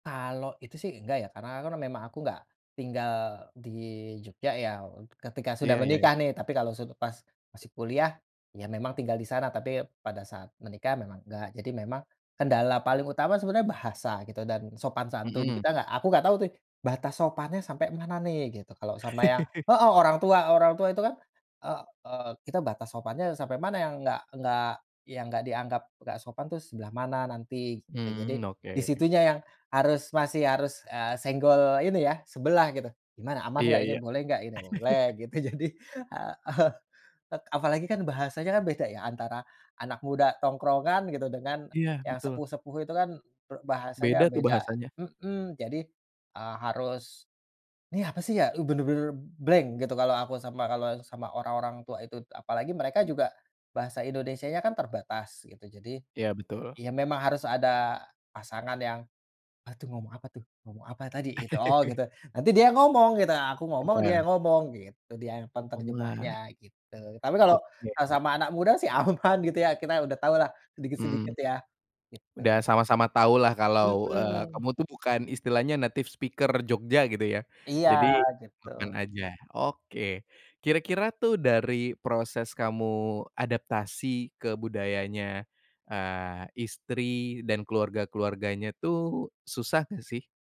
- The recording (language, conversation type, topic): Indonesian, podcast, Bisakah kamu menceritakan pengalaman bertemu budaya lain yang mengubah cara pandangmu?
- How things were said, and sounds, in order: laugh; laugh; laughing while speaking: "jadi, heeh"; in English: "blank"; laugh; laughing while speaking: "aman"; in English: "native speaker"